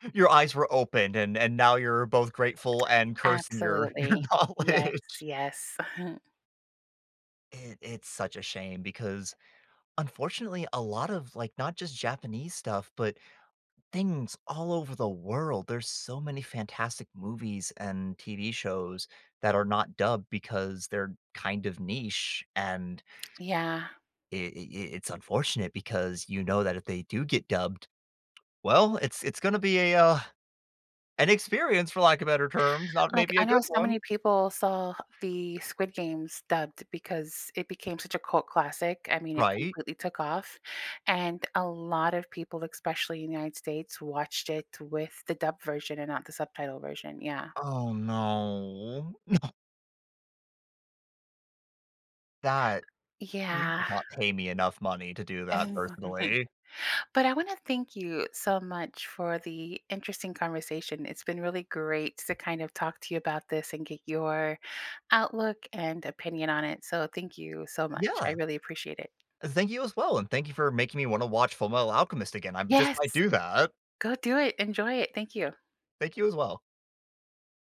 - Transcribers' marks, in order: laughing while speaking: "your knowledge"; chuckle; tapping; drawn out: "no"; laughing while speaking: "No"; chuckle
- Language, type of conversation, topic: English, unstructured, Should I choose subtitles or dubbing to feel more connected?